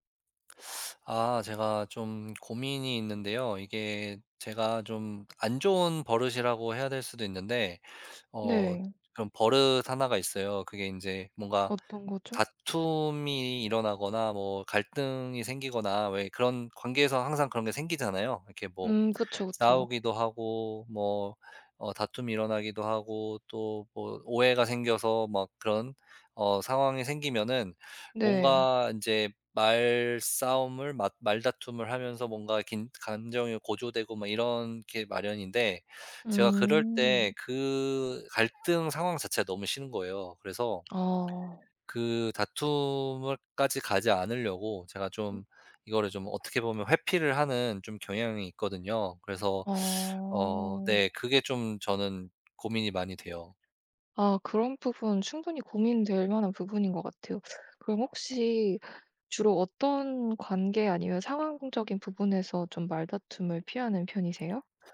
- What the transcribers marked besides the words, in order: teeth sucking; other background noise; tapping
- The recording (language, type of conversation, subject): Korean, advice, 갈등 상황에서 말다툼을 피하게 되는 이유는 무엇인가요?